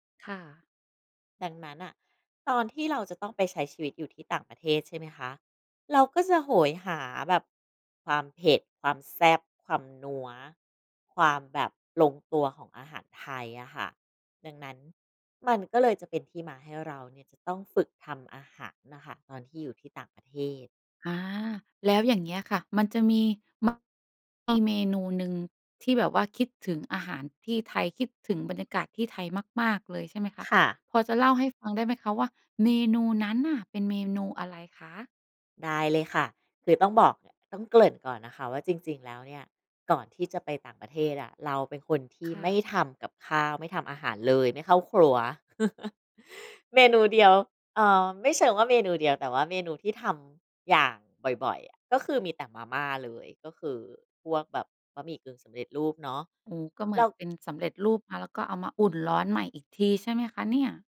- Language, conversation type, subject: Thai, podcast, อาหารช่วยให้คุณปรับตัวได้อย่างไร?
- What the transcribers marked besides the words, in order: unintelligible speech; chuckle